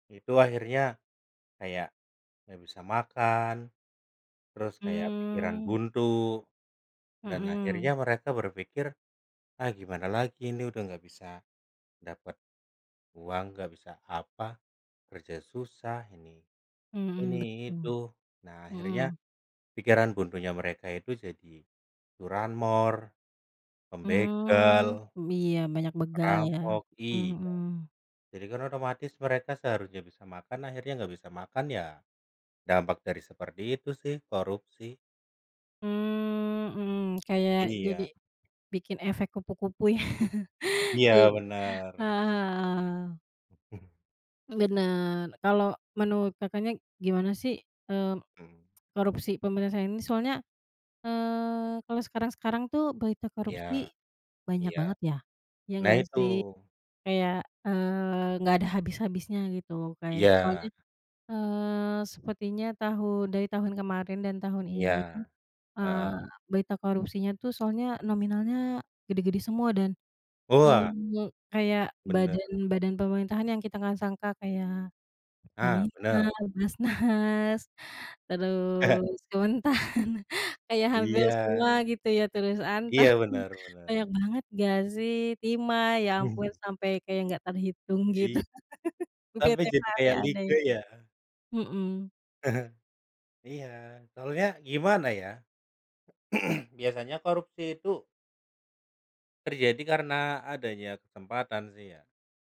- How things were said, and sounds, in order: laughing while speaking: "ya? Jadi"; chuckle; tsk; "penyelesaiannya" said as "pemenyelesaiannya"; tapping; chuckle; other background noise; laughing while speaking: "BAZNAS"; laughing while speaking: "Kementan"; laughing while speaking: "Antam"; laughing while speaking: "gitu"; chuckle; unintelligible speech; chuckle; throat clearing
- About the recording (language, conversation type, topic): Indonesian, unstructured, Bagaimana pendapatmu tentang korupsi dalam pemerintahan saat ini?